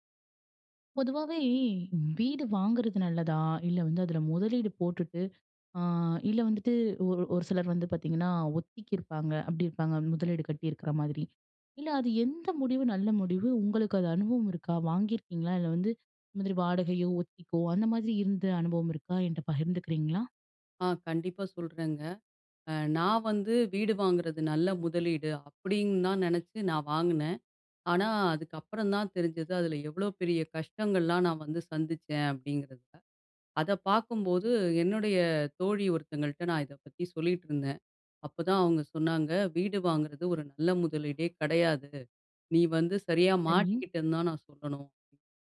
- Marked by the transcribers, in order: none
- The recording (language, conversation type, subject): Tamil, podcast, வீட்டை வாங்குவது ஒரு நல்ல முதலீடா என்பதை நீங்கள் எப்படித் தீர்மானிப்பீர்கள்?